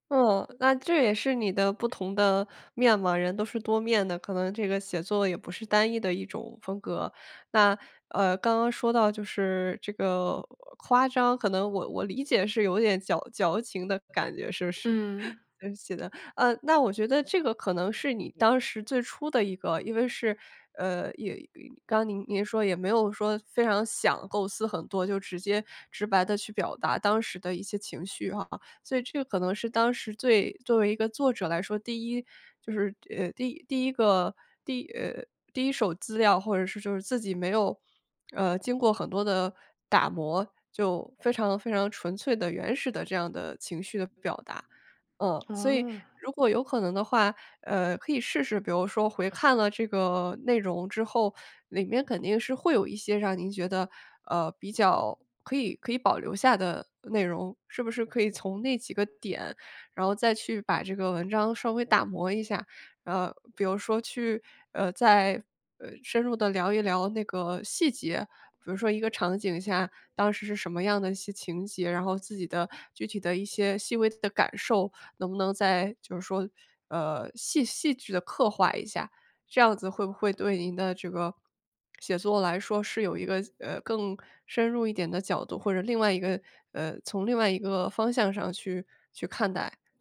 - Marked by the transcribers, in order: chuckle; tongue click
- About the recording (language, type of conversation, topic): Chinese, advice, 写作怎样能帮助我更了解自己？